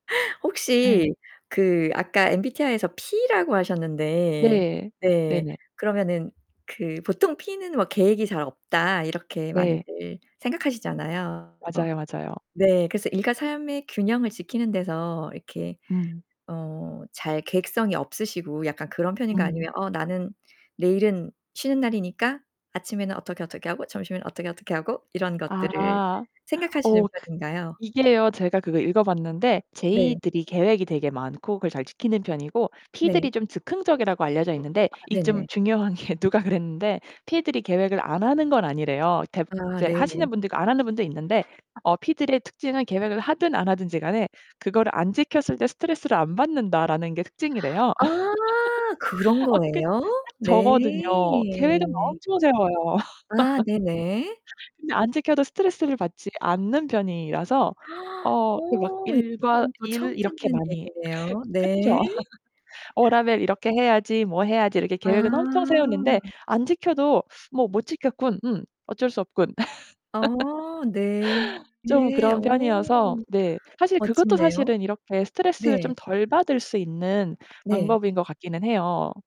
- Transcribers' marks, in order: distorted speech; tapping; laughing while speaking: "중요한 게 누가 그랬는데"; other background noise; laugh; stressed: "엄청"; laugh; gasp; laugh; laugh
- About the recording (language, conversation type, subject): Korean, podcast, 일과 삶의 균형을 어떻게 유지하고 계신가요?